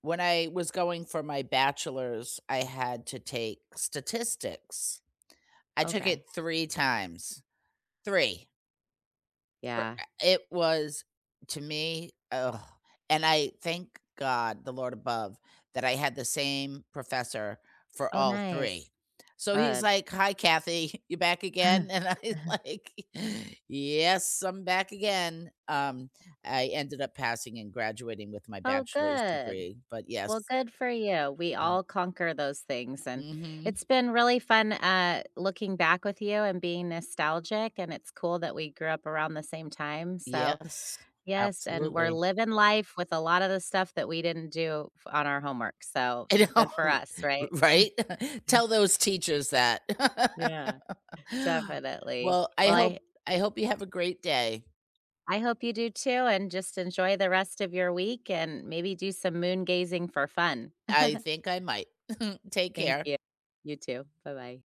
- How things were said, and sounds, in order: tapping; groan; chuckle; laughing while speaking: "And I'm like"; chuckle; laughing while speaking: "I know, r right?"; laugh; chuckle; laugh; chuckle
- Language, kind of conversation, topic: English, unstructured, What did homework look like at your house growing up, including where you did it, what the rules were, who helped, and what small wins you remember?
- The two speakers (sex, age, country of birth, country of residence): female, 45-49, United States, United States; female, 60-64, United States, United States